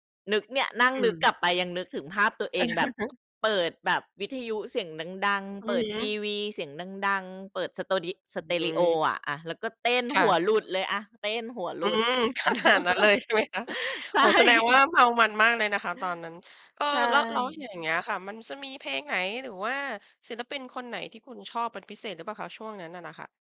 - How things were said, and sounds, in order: chuckle; tsk; laughing while speaking: "ขนาดนั้นเลยใช่ไหมคะ ?"; laugh; laughing while speaking: "ใช่"
- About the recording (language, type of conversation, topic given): Thai, podcast, ดนตรีกับความทรงจำของคุณเกี่ยวพันกันอย่างไร?